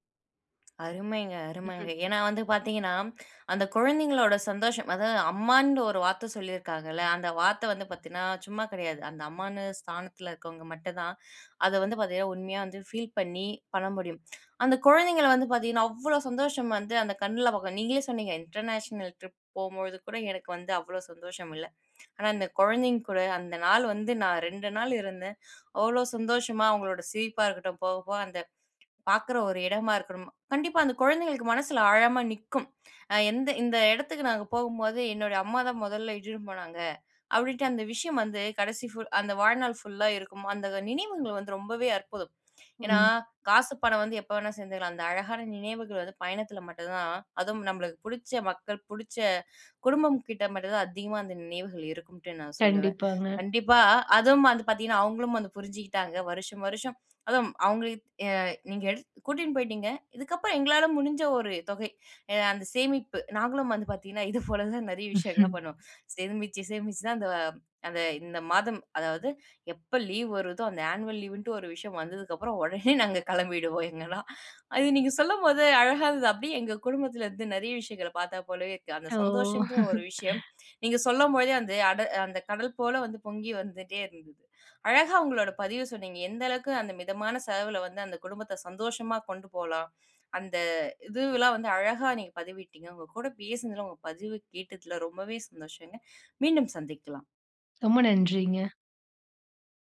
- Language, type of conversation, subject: Tamil, podcast, மிதமான செலவில் கூட சந்தோஷமாக இருக்க என்னென்ன வழிகள் இருக்கின்றன?
- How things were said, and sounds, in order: lip smack; in English: "ஃபீல்"; "பாக்கலாம்" said as "பாக்கம்"; in English: "இன்டர்நேஷனல் ட்ரிப்"; other background noise; "சேத்துக்கலாம்" said as "சேந்துலாம்"; chuckle; in English: "ஆன்வல்"; laughing while speaking: "ஒடனே நாங்க கிளம்பிடுவோம் எங்கலாம். அது நீங்க சொல்லும்போது அழகாருந்தது"; laughing while speaking: "ஓ!"